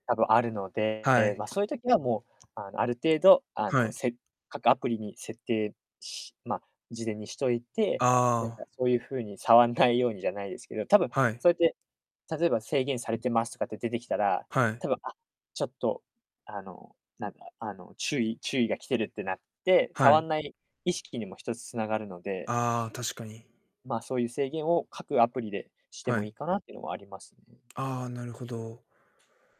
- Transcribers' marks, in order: distorted speech; other background noise
- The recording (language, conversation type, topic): Japanese, podcast, スマホや画面とは普段どのように付き合っていますか？